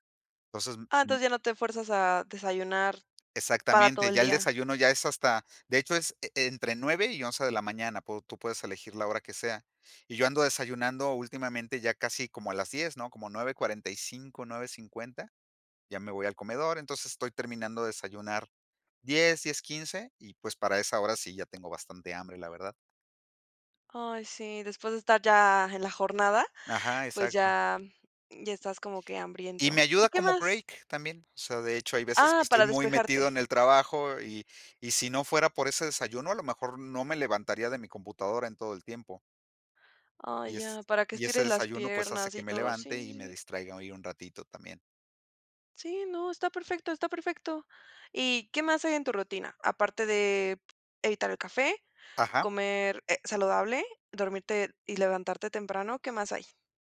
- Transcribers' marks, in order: none
- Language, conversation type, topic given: Spanish, podcast, ¿Qué trucos usas para dormir mejor por la noche?